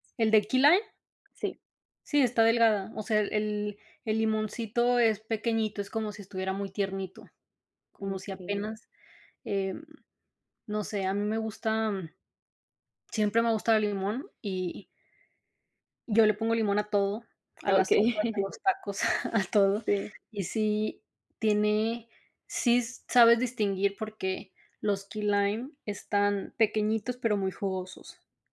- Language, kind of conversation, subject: Spanish, unstructured, ¿Cómo aprendiste a preparar tu postre favorito?
- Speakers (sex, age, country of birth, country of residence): female, 30-34, Mexico, United States; female, 40-44, Mexico, United States
- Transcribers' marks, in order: tapping; laughing while speaking: "Okey"; laughing while speaking: "a todo"; other background noise